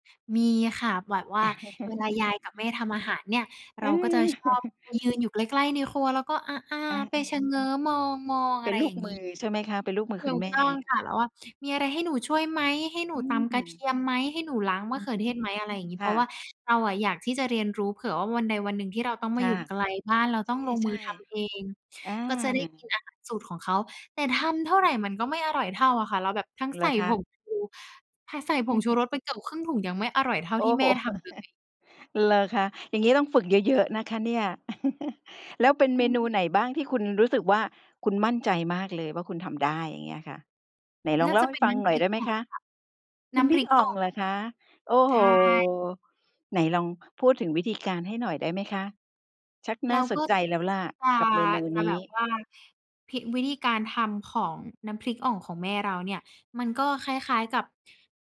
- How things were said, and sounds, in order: chuckle; other background noise; chuckle; chuckle; chuckle; chuckle
- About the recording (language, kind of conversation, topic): Thai, podcast, อาหารหรือกลิ่นอะไรที่ทำให้คุณคิดถึงบ้านมากที่สุด และช่วยเล่าให้ฟังหน่อยได้ไหม?